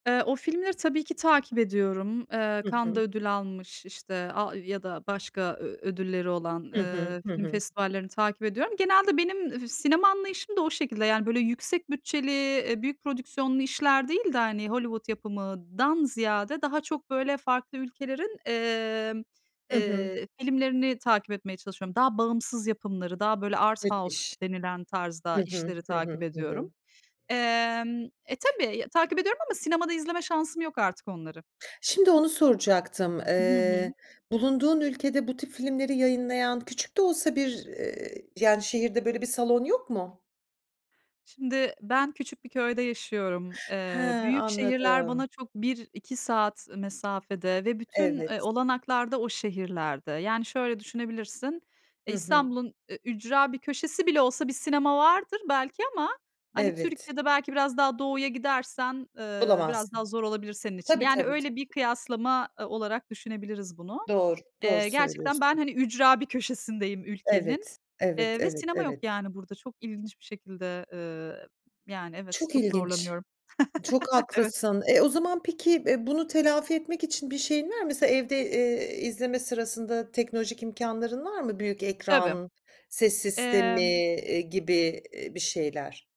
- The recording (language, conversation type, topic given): Turkish, podcast, Sinema salonunda mı yoksa evde mi film izlemeyi tercih edersin ve neden?
- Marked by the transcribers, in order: other background noise; tapping; chuckle